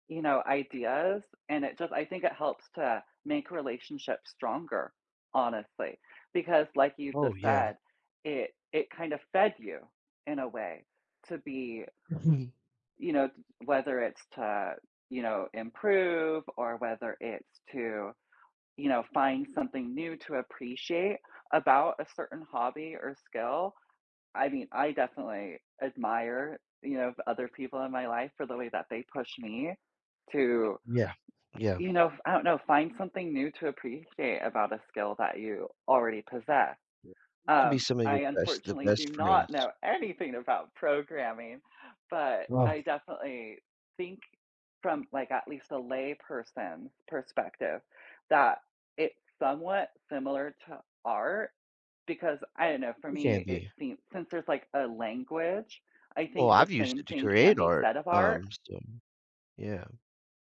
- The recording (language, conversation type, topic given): English, unstructured, In what ways can shared interests or hobbies help people build lasting friendships?
- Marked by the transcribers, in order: tapping; other background noise